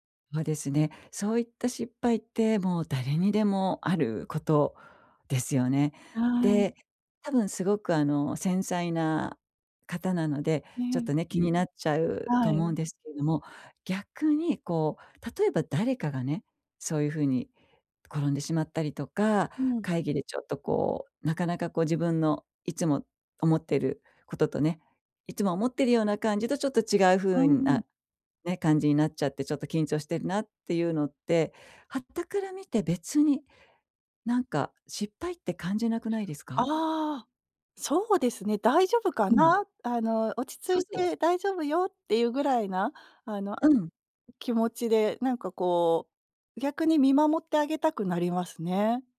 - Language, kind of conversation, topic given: Japanese, advice, 人前で失敗したあと、どうやって立ち直ればいいですか？
- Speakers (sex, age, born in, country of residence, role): female, 50-54, Japan, United States, user; female, 55-59, Japan, Japan, advisor
- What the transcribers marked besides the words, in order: none